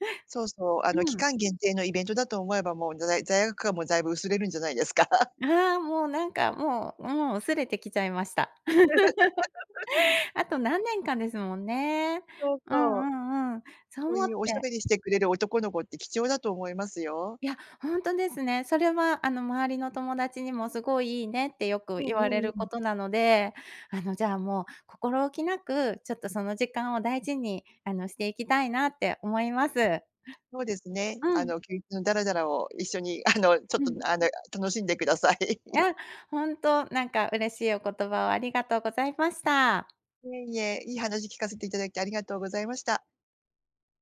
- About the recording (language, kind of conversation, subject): Japanese, advice, 休日に生活リズムが乱れて月曜がつらい
- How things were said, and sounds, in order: laughing while speaking: "じゃないですか"; laugh; chuckle; laughing while speaking: "あの、ちょっとあの、楽しんでください"